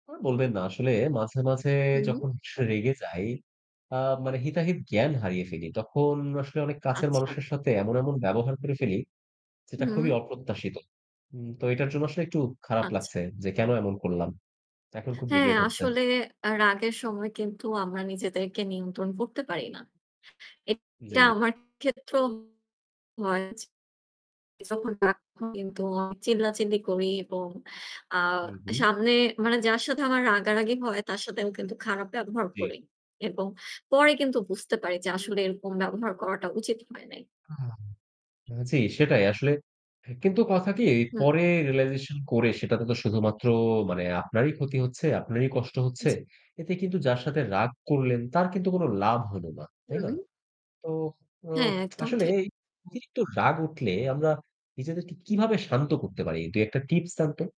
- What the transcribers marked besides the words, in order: static; other background noise; in English: "regret"; distorted speech; other noise; in English: "realization"
- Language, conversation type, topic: Bengali, unstructured, বিরোধের সময় রাগ নিয়ন্ত্রণ করা কীভাবে সম্ভব?